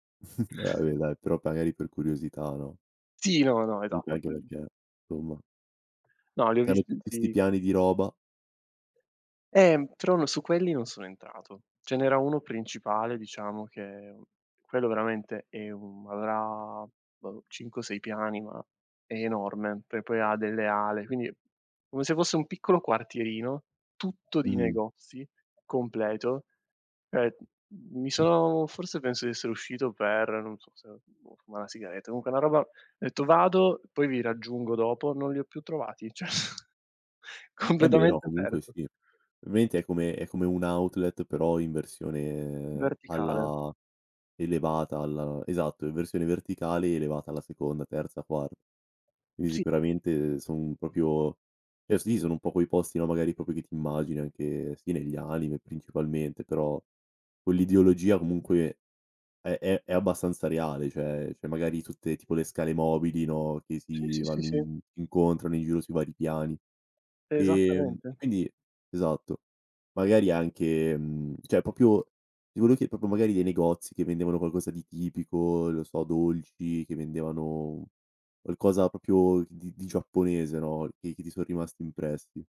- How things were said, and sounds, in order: chuckle; "magari" said as "pagari"; unintelligible speech; unintelligible speech; laughing while speaking: "cioè, completamente"; "proprio" said as "propio"; "proprio" said as "popio"; "proprio" said as "popio"
- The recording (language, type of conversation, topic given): Italian, podcast, Quale città o paese ti ha fatto pensare «tornerò qui» e perché?
- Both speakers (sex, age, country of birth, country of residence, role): male, 18-19, Italy, Italy, host; male, 25-29, Italy, Italy, guest